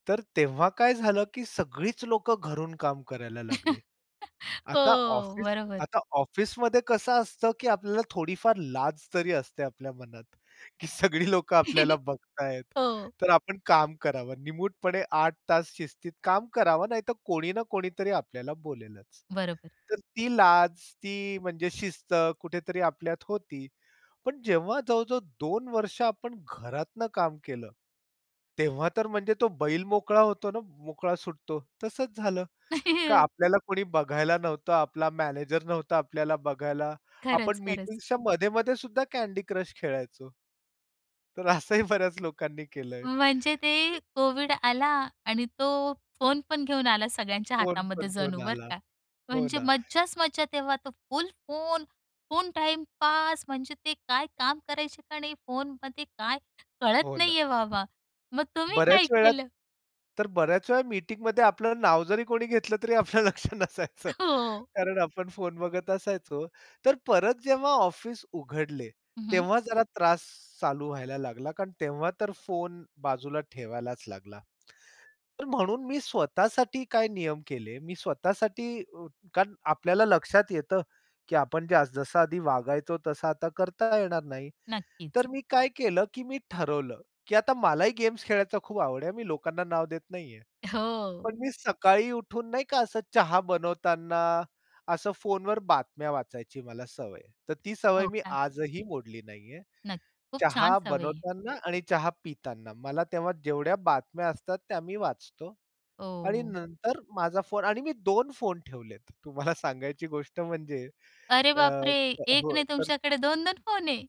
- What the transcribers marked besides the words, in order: chuckle; laughing while speaking: "हो"; tapping; laughing while speaking: "की सगळी लोकं आपल्याला बघतायेत. तर आपण काम करावं"; chuckle; laughing while speaking: "हो"; chuckle; laughing while speaking: "तर असंही बऱ्याच लोकांनी केलंय"; other background noise; anticipating: "तो फुल फोन फुल टाईम … तुम्ही काय केलं?"; other noise; laughing while speaking: "तरी आपलं लक्ष नसायचं"; laughing while speaking: "हो"; laughing while speaking: "हो"; laughing while speaking: "तुम्हाला सांगायची गोष्ट म्हणजे"
- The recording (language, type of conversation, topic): Marathi, podcast, फोनवर घालवलेला वेळ तुम्ही कसा नियंत्रित करता?